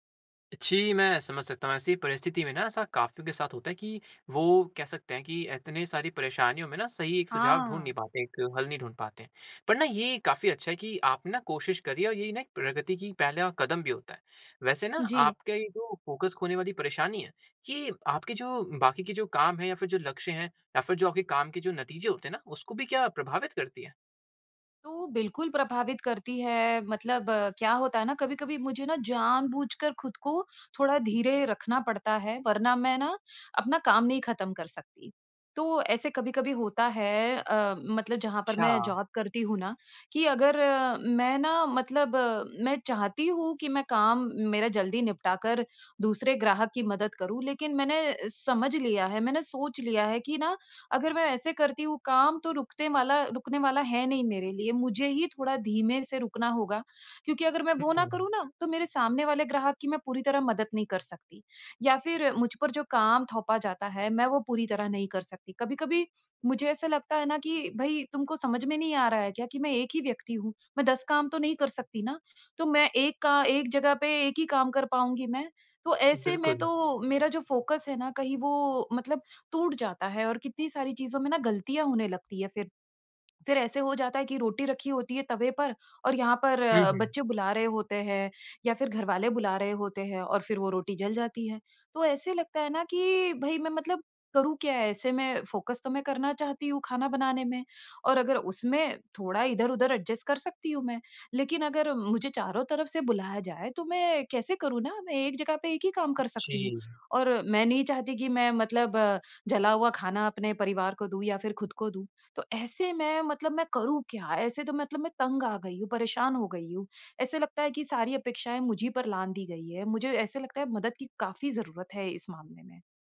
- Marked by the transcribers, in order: in English: "फ़ोकस"; in English: "जॉब"; in English: "फ़ोकस"; in English: "फ़ोकस"; in English: "एडजस्ट"
- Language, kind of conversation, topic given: Hindi, advice, एक ही समय में कई काम करते हुए मेरा ध्यान क्यों भटक जाता है?